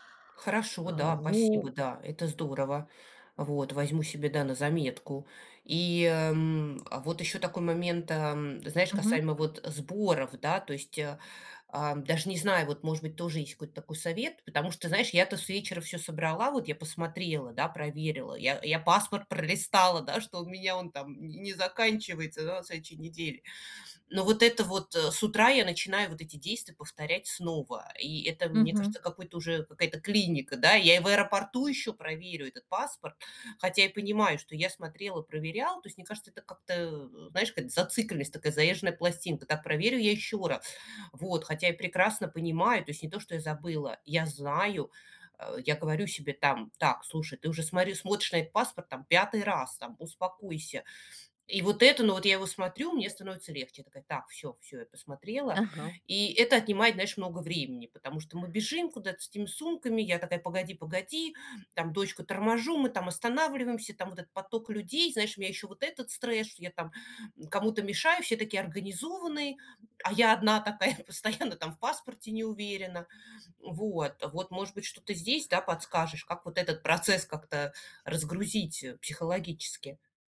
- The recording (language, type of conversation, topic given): Russian, advice, Как справляться со стрессом и тревогой во время поездок?
- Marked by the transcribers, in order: other noise; tapping